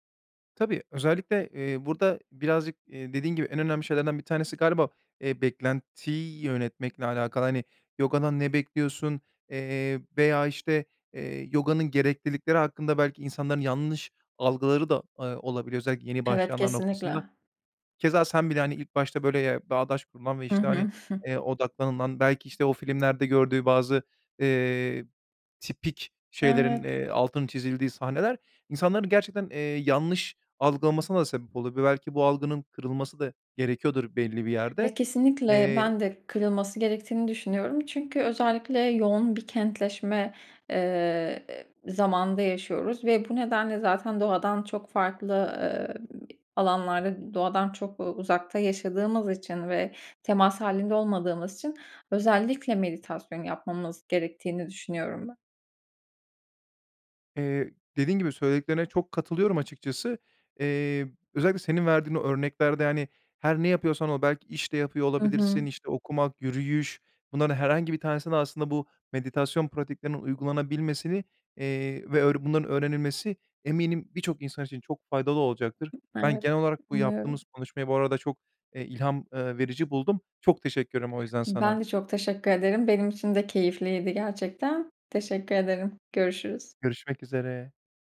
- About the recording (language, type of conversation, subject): Turkish, podcast, Meditasyon sırasında zihnin dağıldığını fark ettiğinde ne yaparsın?
- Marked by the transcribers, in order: scoff